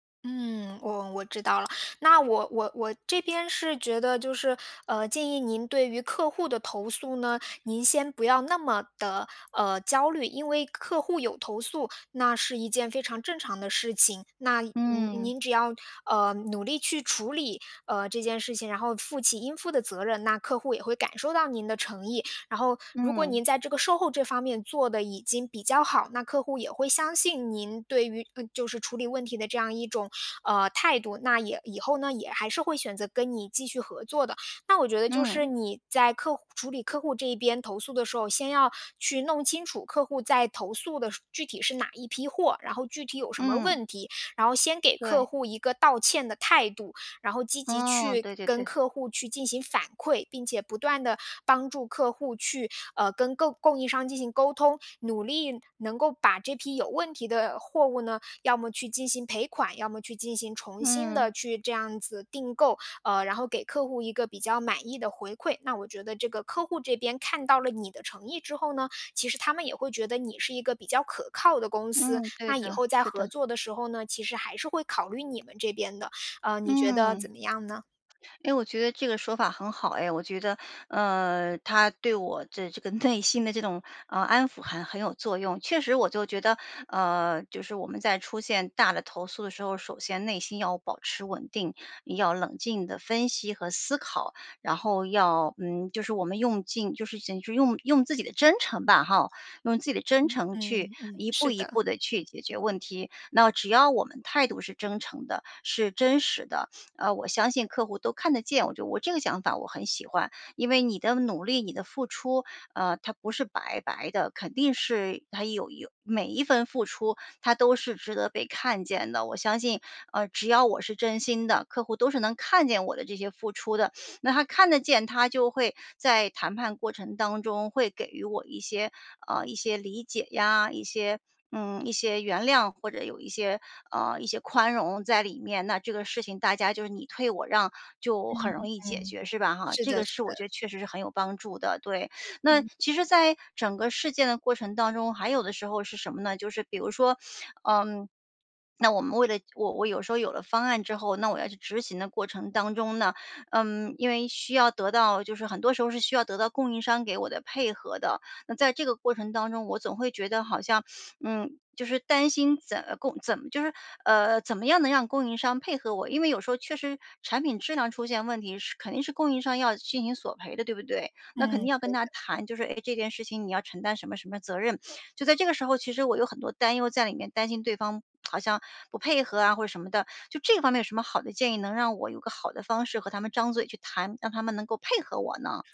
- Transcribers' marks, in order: laughing while speaking: "内心的"; sniff; sniff; sniff; sniff; other street noise; sniff; lip smack
- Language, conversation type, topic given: Chinese, advice, 客户投诉后我该如何应对并降低公司声誉受损的风险？